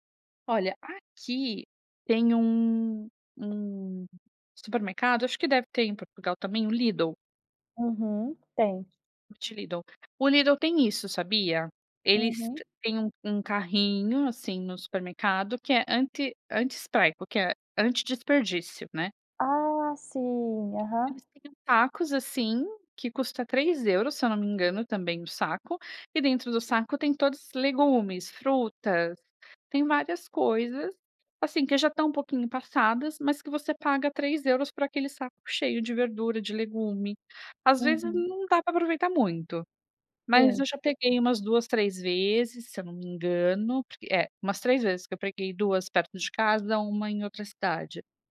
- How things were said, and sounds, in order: unintelligible speech; in Italian: "anti anti-spreco"
- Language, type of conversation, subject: Portuguese, podcast, Que dicas você dá para reduzir o desperdício de comida?
- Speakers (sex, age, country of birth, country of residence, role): female, 30-34, Brazil, Cyprus, host; female, 35-39, Brazil, Italy, guest